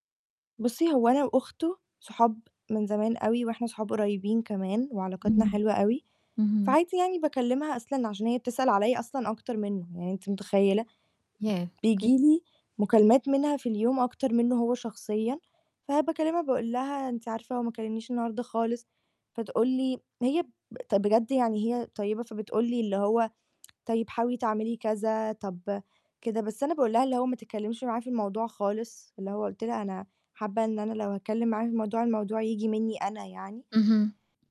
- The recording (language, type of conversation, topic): Arabic, advice, إزاي أقدر أحافظ على علاقتي عن بُعد رغم الصعوبات؟
- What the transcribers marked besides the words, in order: static; tapping; tsk